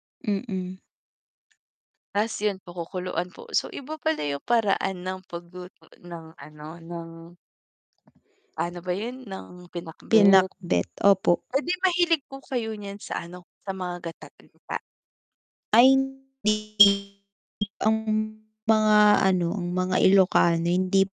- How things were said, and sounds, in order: other background noise; distorted speech; unintelligible speech
- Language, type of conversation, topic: Filipino, unstructured, Paano mo isinasama ang masusustansiyang pagkain sa iyong pang-araw-araw na pagkain?